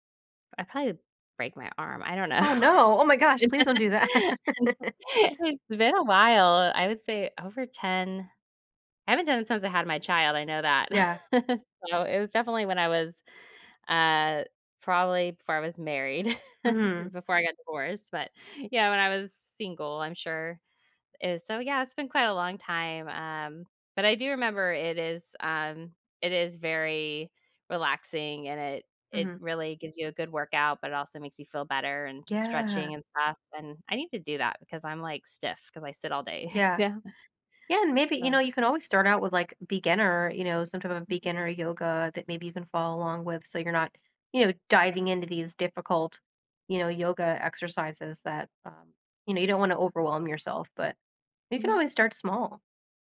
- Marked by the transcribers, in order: laugh; laugh; other noise; laugh; laugh; chuckle; other background noise
- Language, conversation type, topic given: English, advice, How can I manage stress from daily responsibilities?